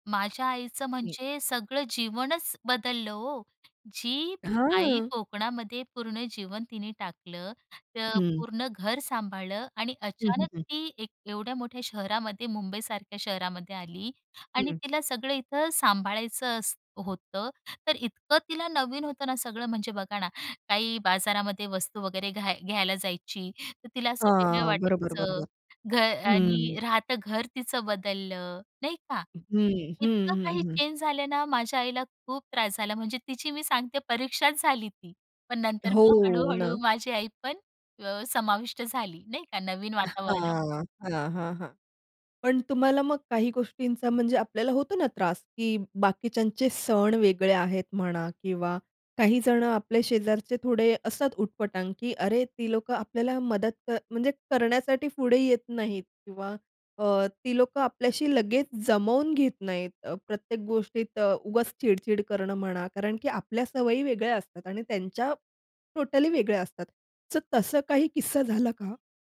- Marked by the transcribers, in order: other background noise; in English: "टोटली"
- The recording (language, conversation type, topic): Marathi, podcast, तुमच्या कुटुंबाची स्थलांतराची कहाणी काय आहे?